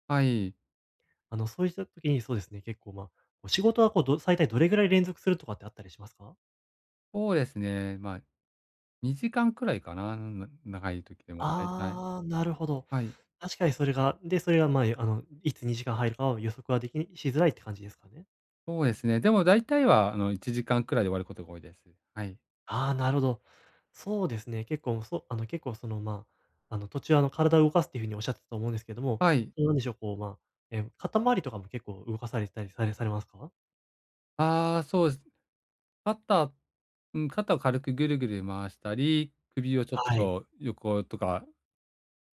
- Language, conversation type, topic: Japanese, advice, 短い休憩で集中力と生産性を高めるにはどうすればよいですか？
- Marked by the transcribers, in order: none